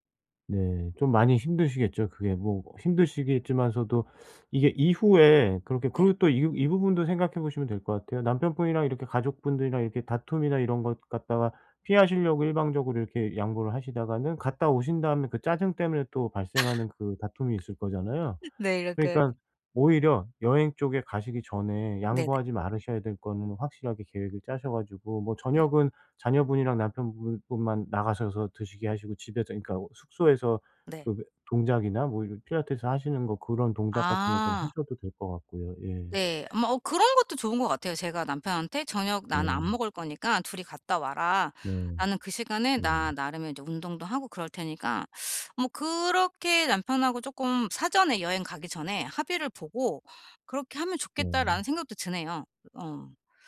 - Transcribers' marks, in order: laugh; laughing while speaking: "네 이렇게"; teeth sucking
- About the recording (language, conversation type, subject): Korean, advice, 여행이나 주말 일정 변화가 있을 때 평소 루틴을 어떻게 조정하면 좋을까요?